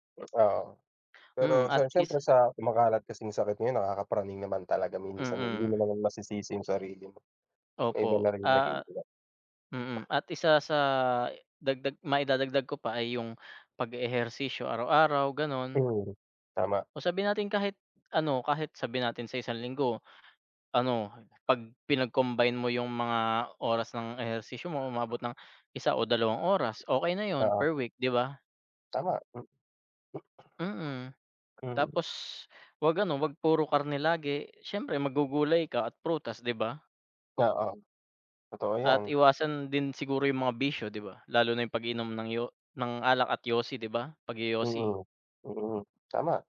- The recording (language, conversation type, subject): Filipino, unstructured, Paano mo pinoprotektahan ang iyong katawan laban sa sakit araw-araw?
- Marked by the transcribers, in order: tapping; other background noise; other noise